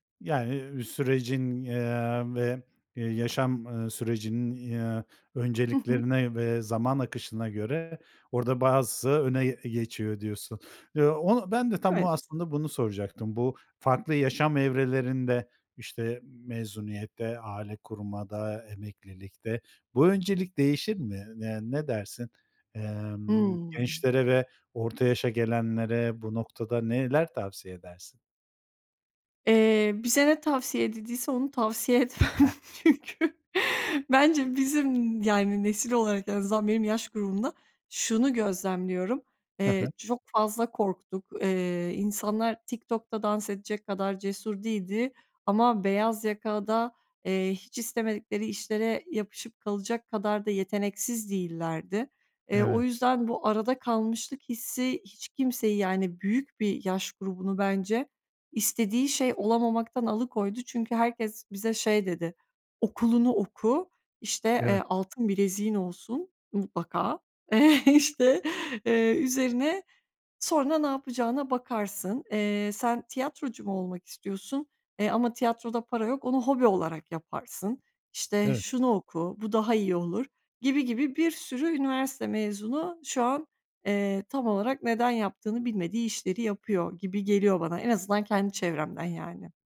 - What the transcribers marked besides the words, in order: other noise; chuckle; laughing while speaking: "Çünkü"; other background noise; laughing while speaking: "Eee, işte"
- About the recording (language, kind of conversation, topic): Turkish, podcast, Para mı yoksa anlam mı senin için öncelikli?